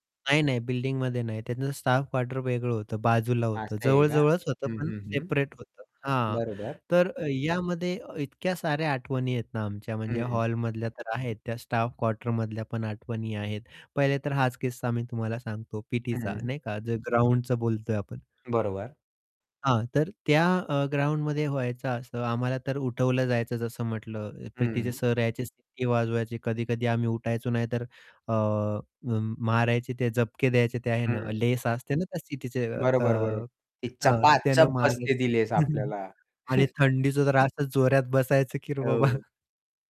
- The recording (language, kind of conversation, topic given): Marathi, podcast, तुमची बालपणीची आवडती बाहेरची जागा कोणती होती?
- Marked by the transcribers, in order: static; other background noise; distorted speech; "शिट्टीची" said as "सिटीचे"; chuckle; chuckle